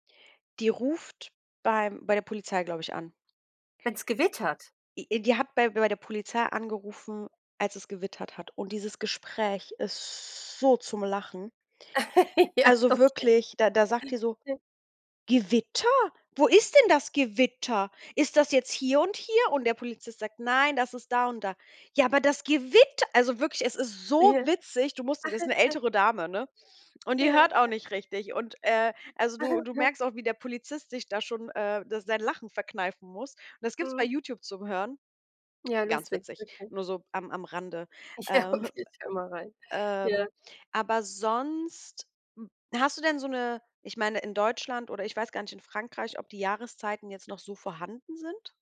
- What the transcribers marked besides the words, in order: drawn out: "ist"; laugh; laughing while speaking: "Ja okay"; throat clearing; unintelligible speech; put-on voice: "Gewitter? Wo ist denn das Gewitter? Ist das jetzt hier und hier?"; put-on voice: "Ja, aber das Gewitter"; stressed: "so"; laughing while speaking: "Ja"; giggle; giggle; laughing while speaking: "Ja, okay"
- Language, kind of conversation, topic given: German, unstructured, Welche Jahreszeit magst du am liebsten und warum?